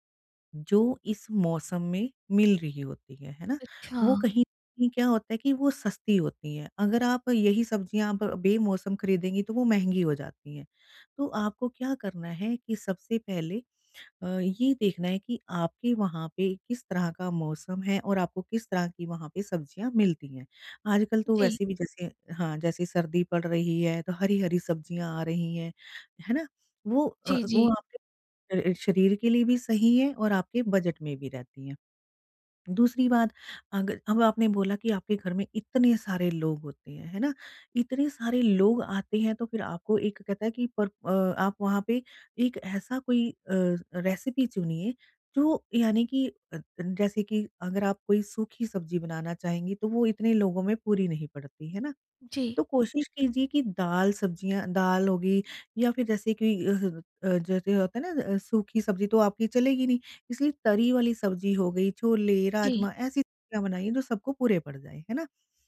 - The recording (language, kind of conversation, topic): Hindi, advice, सीमित बजट में आप रोज़ाना संतुलित आहार कैसे बना सकते हैं?
- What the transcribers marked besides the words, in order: in English: "रेसिपी"; tapping